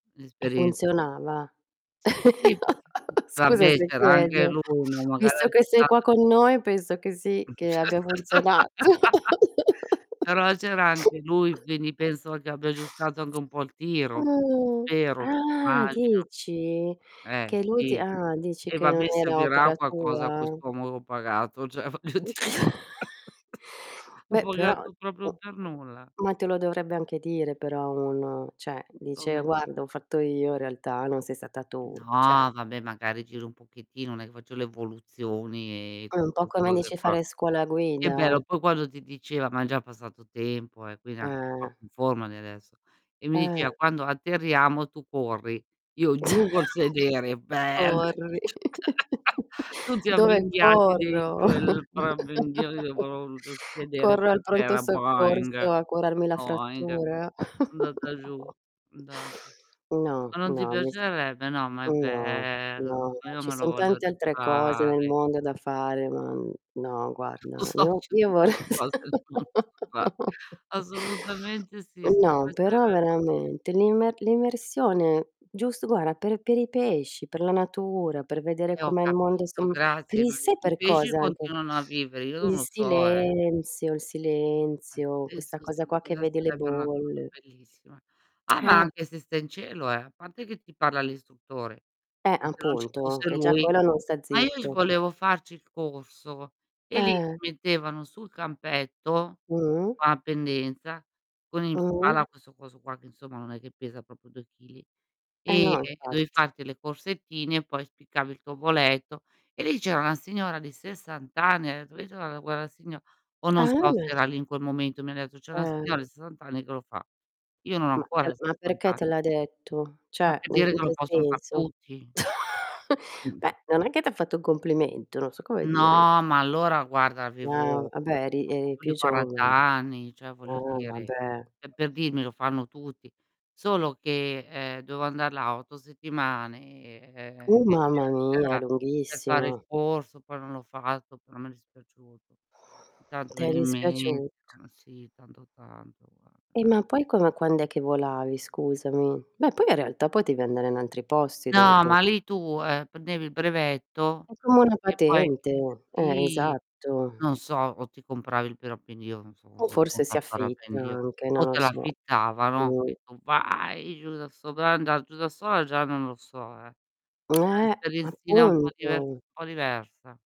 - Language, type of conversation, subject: Italian, unstructured, Quale esperienza ti sembra più unica: un volo in parapendio o un’immersione subacquea?
- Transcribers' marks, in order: distorted speech; chuckle; unintelligible speech; unintelligible speech; laugh; laugh; drawn out: "Uh. Ah"; "immagino" said as "magino"; laughing while speaking: "voglio dire"; chuckle; "proprio" said as "propro"; "cioè" said as "ceh"; "cioè" said as "ceh"; chuckle; laugh; chuckle; laughing while speaking: "No"; unintelligible speech; drawn out: "bello"; laughing while speaking: "vorre"; laugh; chuckle; unintelligible speech; "guarda" said as "guara"; other background noise; "proprio" said as "propo"; tapping; unintelligible speech; drawn out: "Eh"; "Cioè" said as "ceh"; chuckle; other noise; static; "dovevo" said as "doveo"; unintelligible speech; "parapendio" said as "perapendio"; put-on voice: "Vai!"